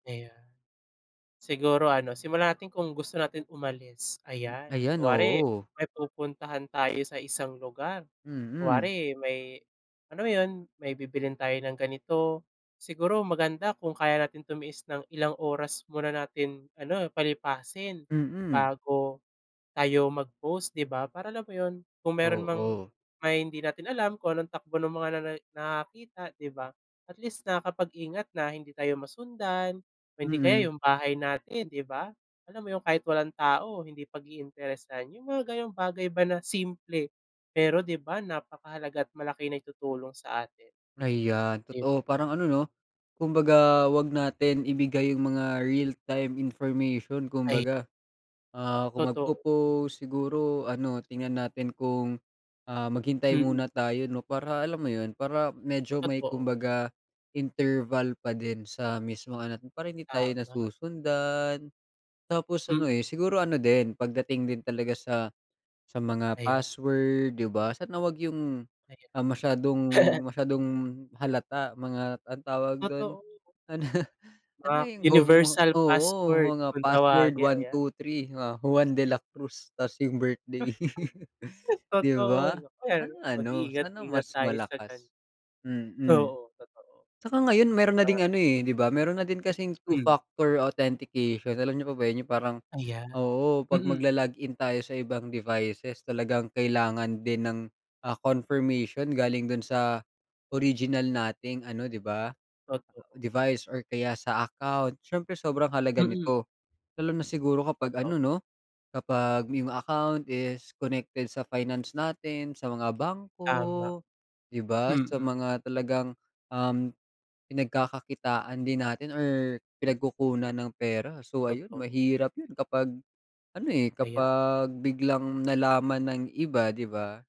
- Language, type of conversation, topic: Filipino, unstructured, Paano mo pinangangalagaan ang iyong pribasiya sa internet?
- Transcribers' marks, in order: other background noise; tapping; chuckle; laughing while speaking: "ano"; chuckle; laugh